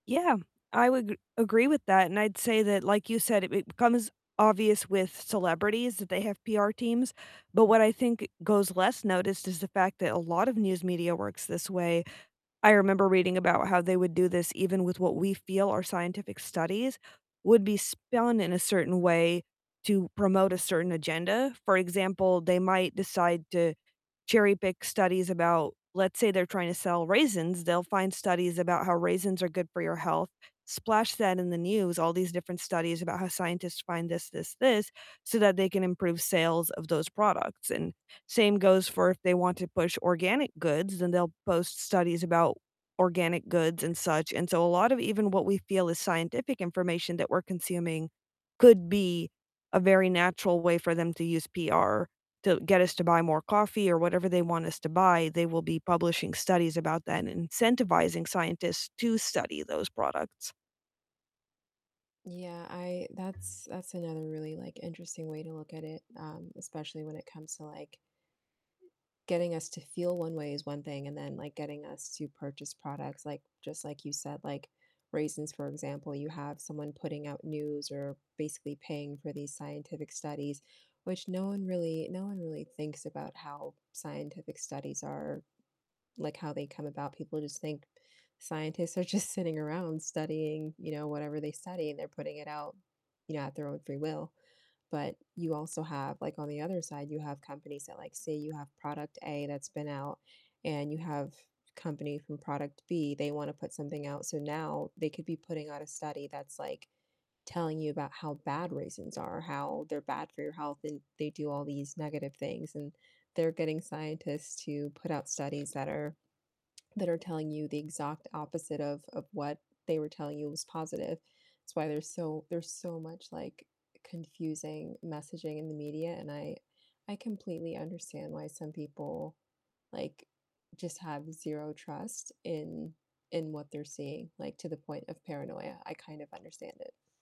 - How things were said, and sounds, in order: distorted speech; tapping; other background noise; laughing while speaking: "are just"; static
- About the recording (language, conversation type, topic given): English, unstructured, What do you think about the role social media plays in today’s news?